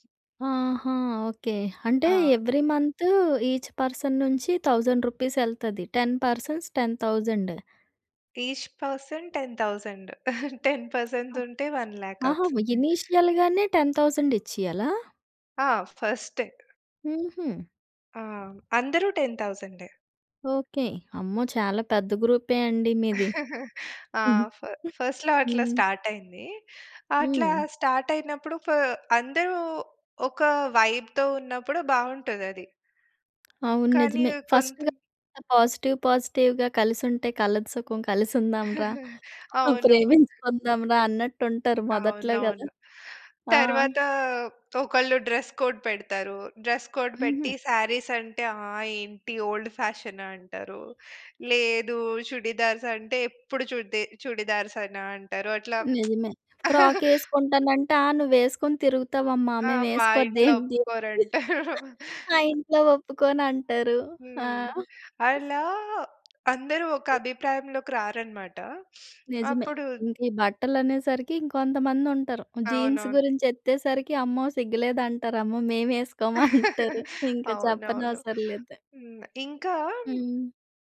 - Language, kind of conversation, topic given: Telugu, podcast, స్నేహితుల గ్రూప్ చాట్‌లో మాటలు గొడవగా మారితే మీరు ఎలా స్పందిస్తారు?
- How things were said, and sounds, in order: in English: "ఎవ్రీ"; in English: "ఈచ్ పర్సన్"; in English: "థౌసండ్ రూపీస్"; in English: "టెన్ పర్సన్స్ టెన్ థౌసండ్"; in English: "ఈచ్ పర్సన్ టెన్ థౌసండ్ టెన్ పర్సెన్స్"; laughing while speaking: "టెన్ పర్సెన్స్ ఉంటే వన్ ల్యాక్ అవుతుంది"; other noise; in English: "వన్ ల్యాక్"; in English: "ఇనీషియల్‌గానే టెన్ థౌసండ్"; in English: "ఫస్ట్"; in English: "టెన్ థౌసండే"; chuckle; in English: "ఫ ఫస్ట్‌లో"; giggle; in English: "స్టార్ట్"; in English: "వైబ్‌తో"; tapping; in English: "ఫస్ట్ పాజిటివ్ పాజిటివ్‌గా"; unintelligible speech; chuckle; in English: "డ్రెస్ కోడ్"; in English: "డ్రెస్ కోడ్"; in English: "సారీస్"; in English: "ఓల్డ్ ఫ్యాషన్"; in English: "చుడీదార్స్"; in English: "ఫ్రాక్"; tsk; chuckle; laughing while speaking: "మేమేసుకోద్దేంటి! ఆ ఇంట్లో ఒప్పుకోనంటారు. ఆ!"; chuckle; sniff; in English: "జీన్స్"; laughing while speaking: "మేమేసుకోమంటారు! ఇంక చెప్పనవసరం లేదు"; chuckle